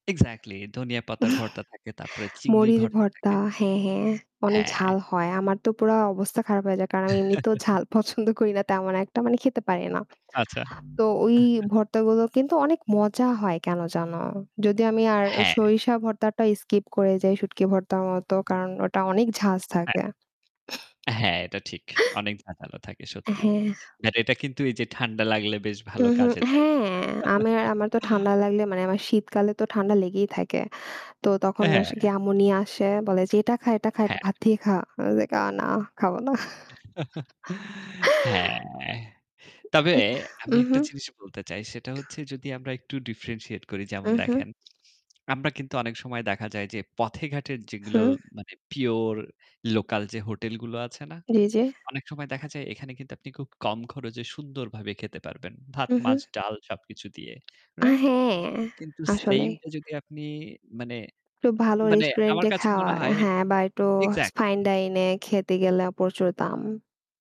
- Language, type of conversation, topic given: Bengali, unstructured, তুমি কি মনে করো স্থানীয় খাবার খাওয়া ভালো, নাকি বিদেশি খাবার?
- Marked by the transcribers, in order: static; other noise; chuckle; laughing while speaking: "পছন্দ করি না"; chuckle; mechanical hum; in English: "skip"; chuckle; chuckle; unintelligible speech; chuckle; other background noise; in English: "differentiate"; tapping; in English: "pure"; in English: "fine dine"